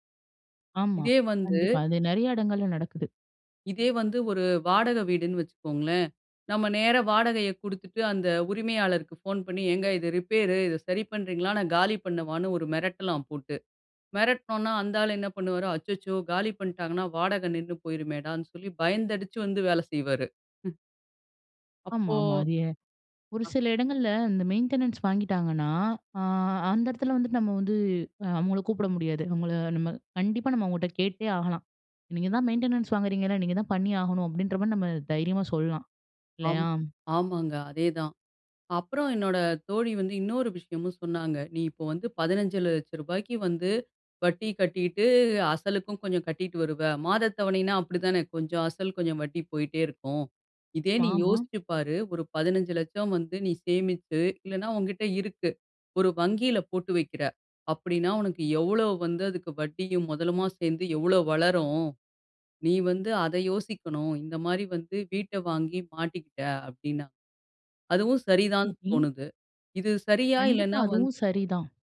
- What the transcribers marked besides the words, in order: "கொடுத்துட்டு" said as "குடுத்துட்டு"; "ரிப்பேர்-" said as "ரிப்பேரு"; "பண்ணுவார்" said as "பண்ணுவாரு"; "பண்ணீட்டாங்கன்னா வாடகை" said as "பண்ட்டாங்கன்னா வாடக"; chuckle; tapping; "ஆமா" said as "மாமா"
- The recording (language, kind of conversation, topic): Tamil, podcast, வீட்டை வாங்குவது ஒரு நல்ல முதலீடா என்பதை நீங்கள் எப்படித் தீர்மானிப்பீர்கள்?